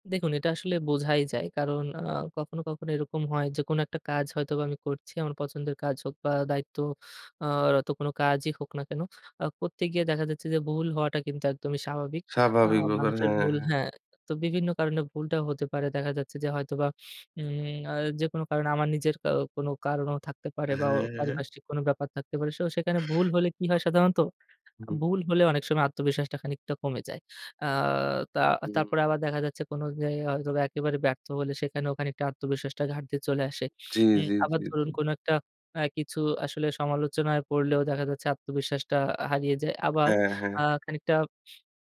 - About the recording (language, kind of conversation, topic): Bengali, podcast, আপনি আত্মবিশ্বাস হারানোর পর কীভাবে আবার আত্মবিশ্বাস ফিরে পেয়েছেন?
- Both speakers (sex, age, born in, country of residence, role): male, 25-29, Bangladesh, Bangladesh, guest; male, 30-34, Bangladesh, Bangladesh, host
- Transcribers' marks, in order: other background noise; "জায়গায়" said as "জেয়"; tapping